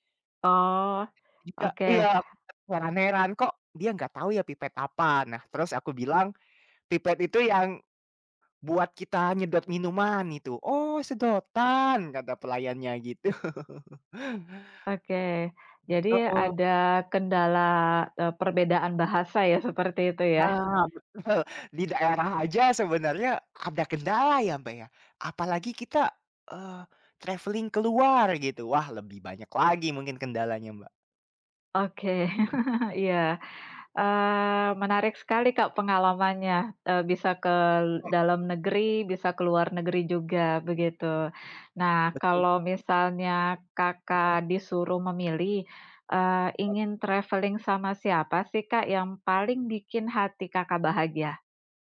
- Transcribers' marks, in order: other background noise; laughing while speaking: "gitu"; chuckle; laughing while speaking: "betul"; in English: "travelling"; chuckle; tapping; in English: "travelling"
- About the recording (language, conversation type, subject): Indonesian, unstructured, Bagaimana bepergian bisa membuat kamu merasa lebih bahagia?